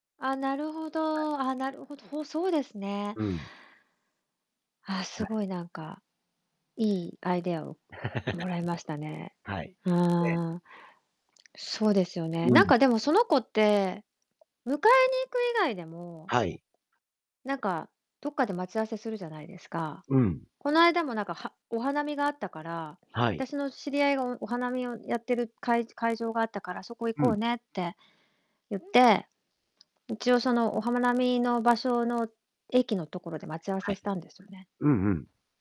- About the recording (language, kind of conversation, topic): Japanese, advice, 約束を何度も破る友人にはどう対処すればいいですか？
- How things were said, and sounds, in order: distorted speech; laugh; tapping